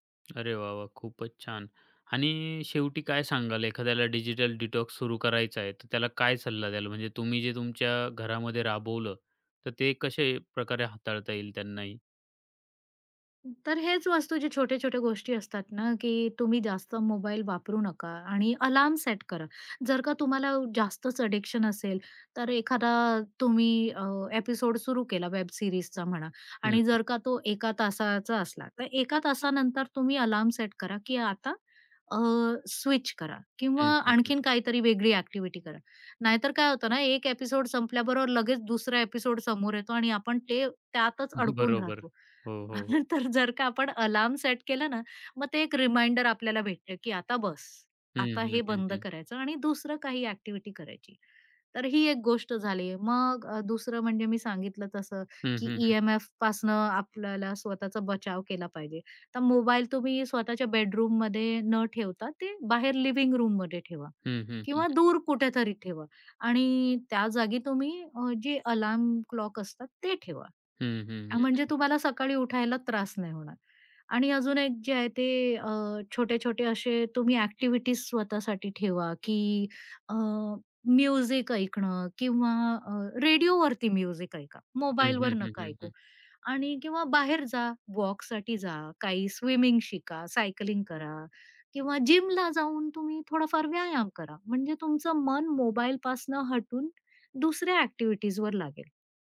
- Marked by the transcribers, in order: other background noise; in English: "डिजिटल डिटॉक्स"; tapping; in English: "अलार्म"; in English: "ॲडिक्शन"; in English: "ॲपिसोड"; in English: "वेब सीरीजचा"; in English: "अलार्म"; in English: "ॲपिसोड"; in English: "ॲपिसोड"; laughing while speaking: "बरोबर"; laughing while speaking: "आपण तर"; in English: "अलार्म"; in English: "रिमाइंडर"; in English: "लिविंग रूममध्ये"; in English: "क्लॉक"; in English: "म्युझिक"; in English: "म्युझिक"; in English: "सायकलिंग"; in English: "जिमला"
- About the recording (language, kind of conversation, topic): Marathi, podcast, डिजिटल डिटॉक्स कसा सुरू करावा?